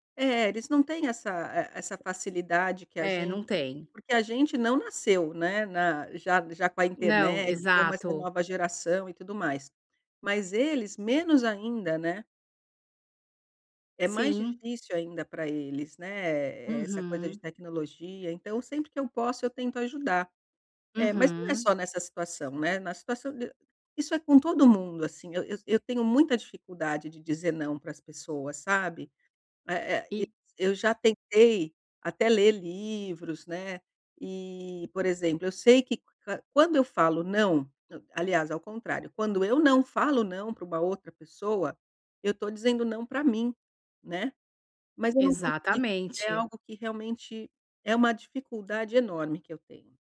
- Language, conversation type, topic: Portuguese, advice, Como posso definir limites claros sobre a minha disponibilidade?
- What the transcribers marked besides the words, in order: tapping